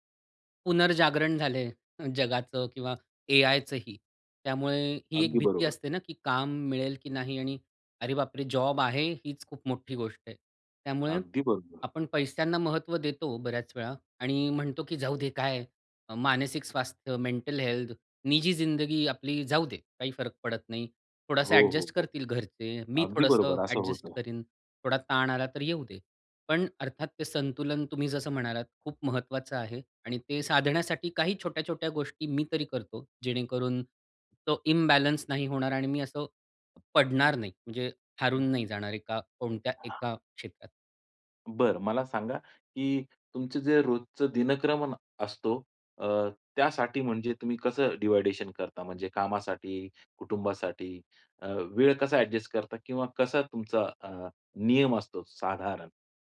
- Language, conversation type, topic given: Marathi, podcast, काम आणि वैयक्तिक आयुष्यातील संतुलन तुम्ही कसे साधता?
- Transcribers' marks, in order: in English: "इम्बॅलन्स"; other background noise; in English: "डिव्हायडेशन"